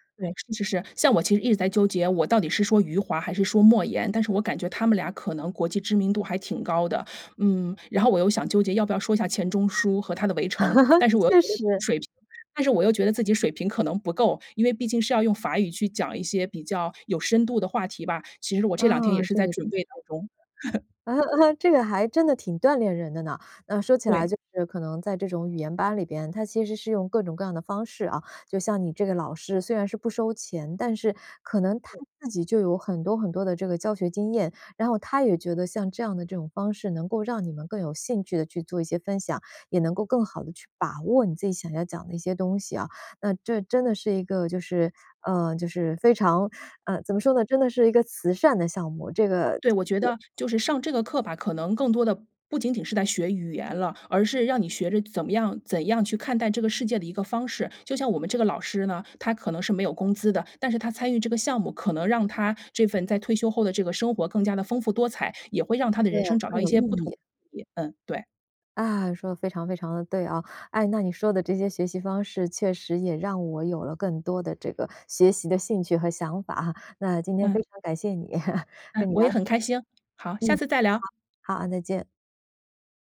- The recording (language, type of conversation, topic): Chinese, podcast, 有哪些方式能让学习变得有趣？
- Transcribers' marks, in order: laugh; laugh; other background noise; laugh